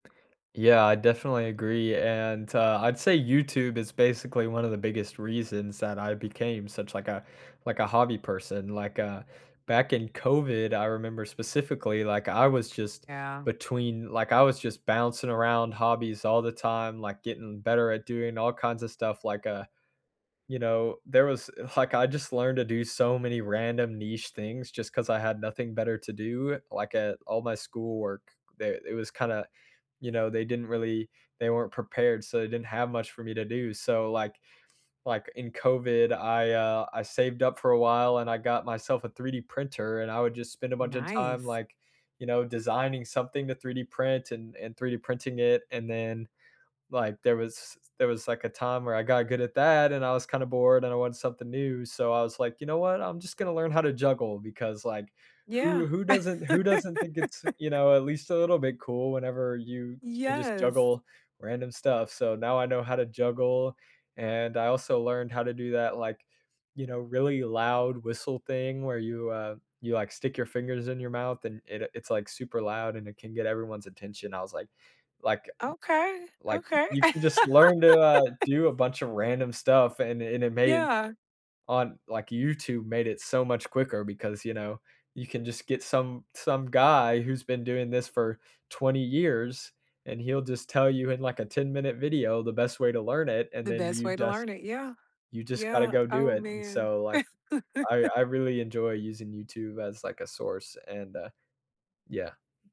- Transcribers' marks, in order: laugh; laugh; other background noise; laugh
- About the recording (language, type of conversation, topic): English, unstructured, What hobby brings you the most joy?
- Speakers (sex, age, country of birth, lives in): female, 40-44, United States, United States; male, 18-19, United States, United States